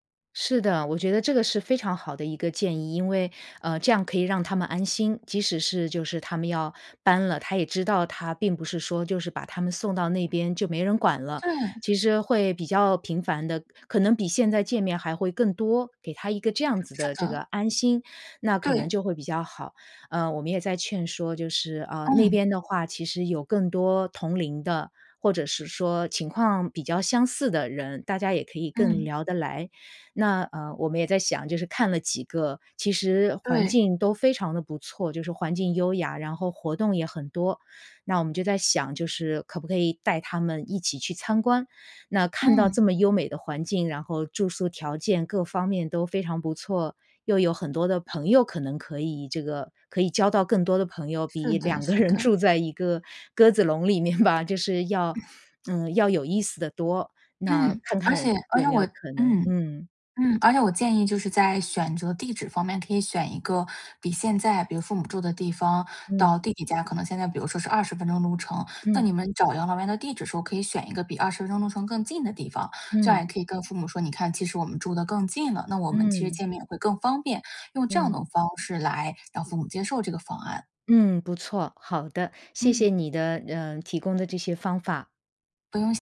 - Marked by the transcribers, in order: other background noise; laughing while speaking: "比两个人住在一个鸽子笼里面吧"; laugh
- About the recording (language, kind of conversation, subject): Chinese, advice, 父母年老需要更多照顾与安排